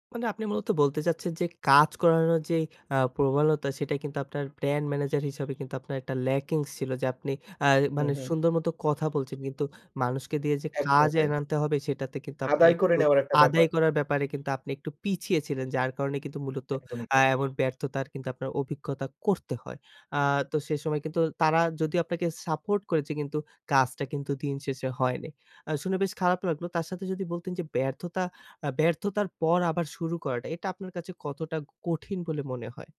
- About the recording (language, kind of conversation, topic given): Bengali, podcast, একটি ব্যর্থতার গল্প বলুন—সেই অভিজ্ঞতা থেকে আপনি কী শিখেছিলেন?
- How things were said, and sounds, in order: other background noise; horn; in English: "ল্যাকিংস"